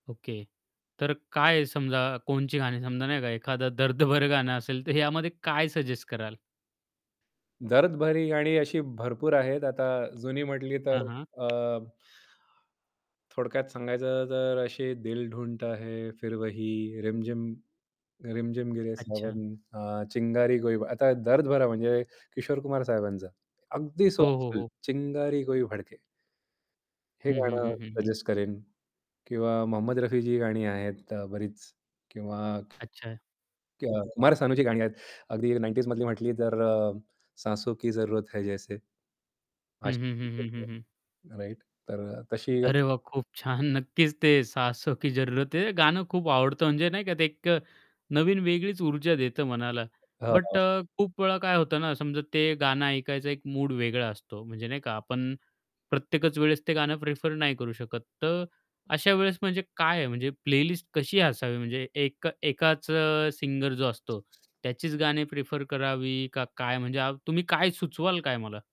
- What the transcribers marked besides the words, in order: static; "कोणती" said as "कोणची"; tapping; in Hindi: "दिल ढुंडता है, फिर वही, रिमझिम रिमझिम गिरे सावण, चिंगारी कोई"; other background noise; in Hindi: "चिंगारी कोई भडके"; in Hindi: "सांसो की जरूरत है जैसे"; unintelligible speech; in English: "राइट?"; in Hindi: "सांसों की ज़रूरत है"; other noise; in English: "प्लेलिस्ट"
- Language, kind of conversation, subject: Marathi, podcast, तू आमच्यासाठी प्लेलिस्ट बनवलीस, तर त्यात कोणती गाणी टाकशील?